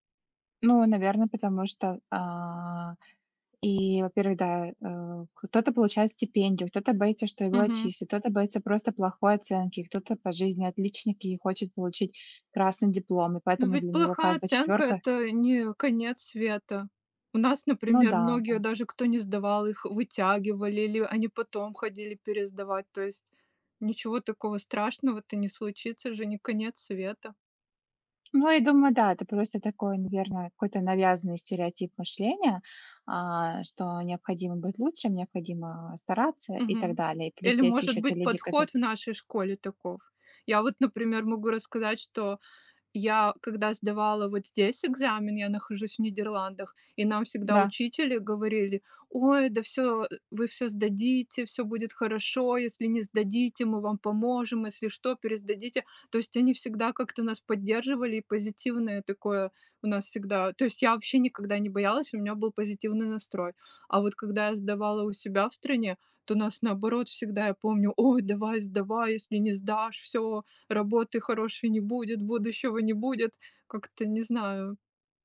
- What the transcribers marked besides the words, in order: tapping
- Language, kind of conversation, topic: Russian, unstructured, Как справляться с экзаменационным стрессом?